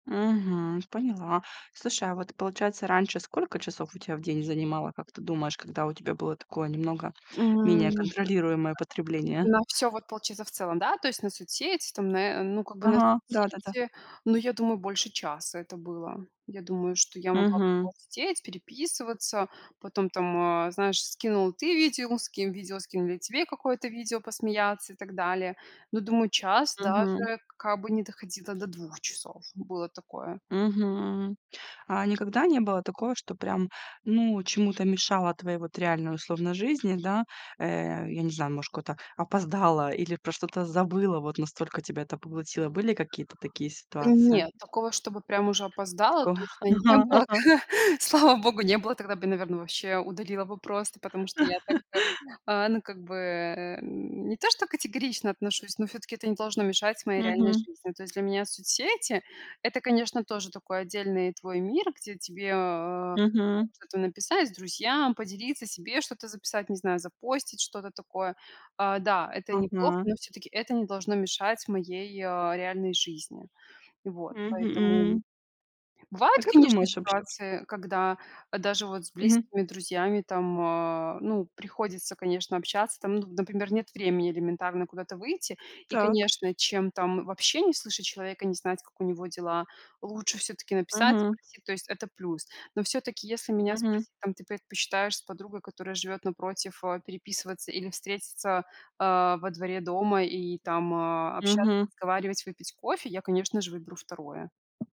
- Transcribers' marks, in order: other background noise; tapping; chuckle; chuckle
- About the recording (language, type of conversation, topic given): Russian, podcast, Как ты контролируешь своё время в соцсетях?